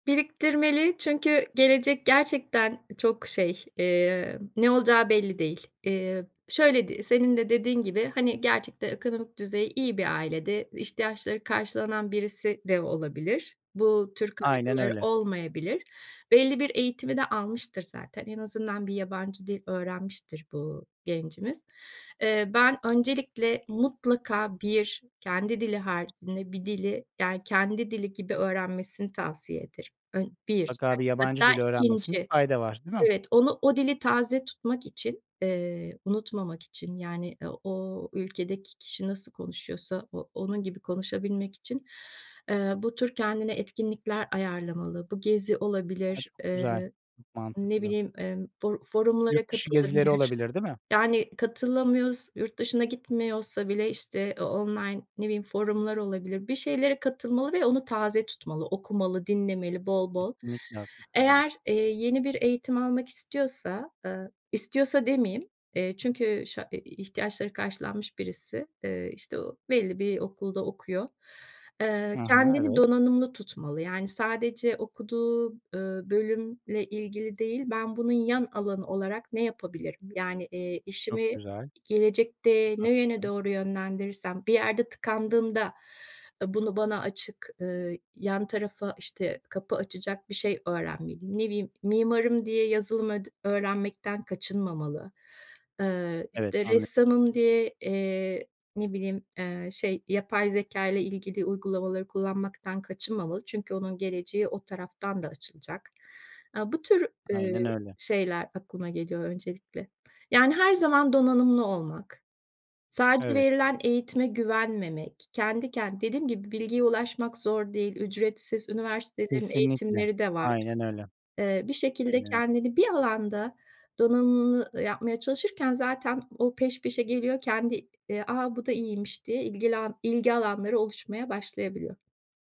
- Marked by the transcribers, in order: other background noise; unintelligible speech; tapping
- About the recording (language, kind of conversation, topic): Turkish, podcast, Gençlere vermek istediğiniz en önemli öğüt nedir?